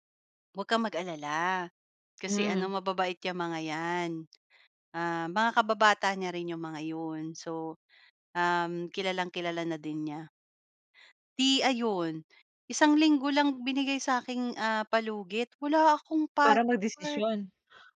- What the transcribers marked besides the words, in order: none
- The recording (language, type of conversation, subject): Filipino, podcast, Maaari mo bang ikuwento ang isa sa mga pinakatumatak mong biyahe?